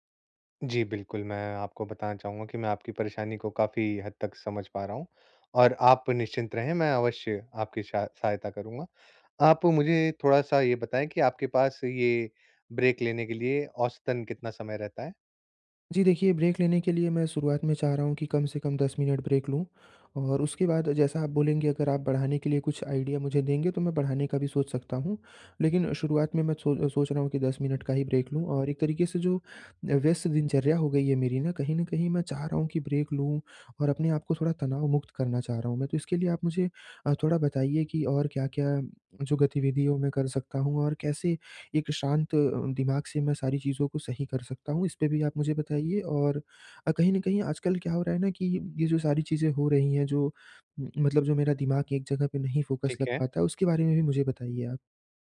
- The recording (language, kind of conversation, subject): Hindi, advice, व्यस्तता में काम के बीच छोटे-छोटे सचेत विराम कैसे जोड़ूँ?
- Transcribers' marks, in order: in English: "ब्रेक"; in English: "ब्रेक"; in English: "ब्रेक"; in English: "आइडिया"; in English: "ब्रेक"; in English: "ब्रेक"; in English: "फ़ोकस"